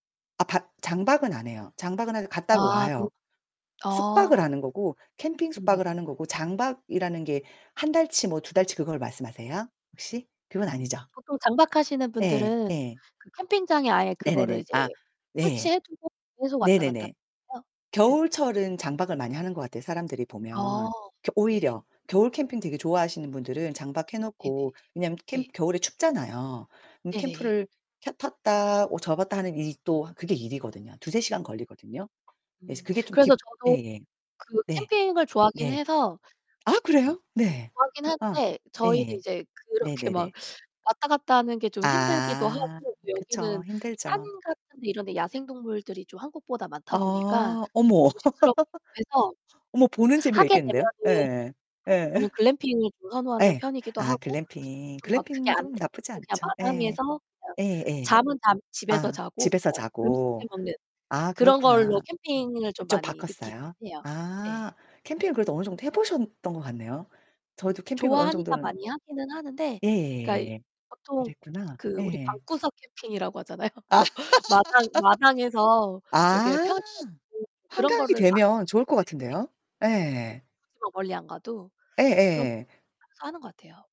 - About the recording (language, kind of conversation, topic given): Korean, unstructured, 여름과 겨울 중 어느 계절을 더 선호하시나요?
- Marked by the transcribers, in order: distorted speech; other background noise; laugh; laughing while speaking: "예"; laughing while speaking: "하잖아요. 그래서"; laughing while speaking: "아"; laugh; unintelligible speech